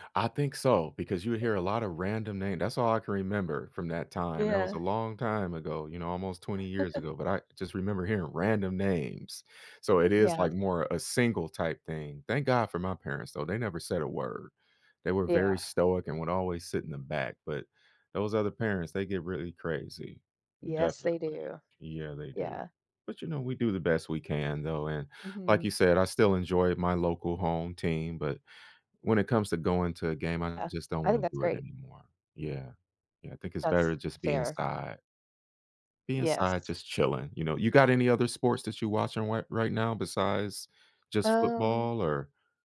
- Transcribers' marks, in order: chuckle; other background noise
- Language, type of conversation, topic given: English, unstructured, Which small game-day habits should I look for to spot real fans?